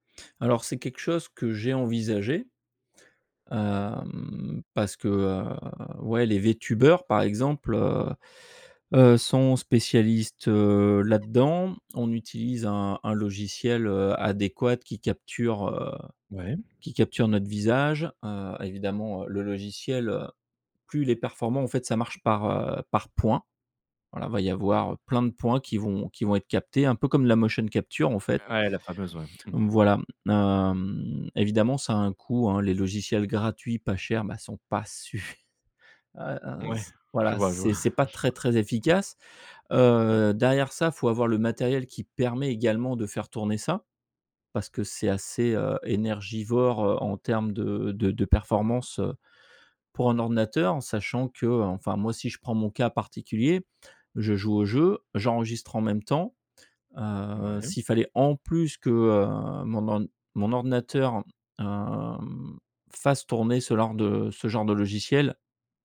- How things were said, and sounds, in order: drawn out: "hem"; other background noise; in English: "motion capture"; laughing while speaking: "je vois, je vois"; "genre" said as "lenre"
- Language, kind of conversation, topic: French, podcast, Comment rester authentique lorsque vous exposez votre travail ?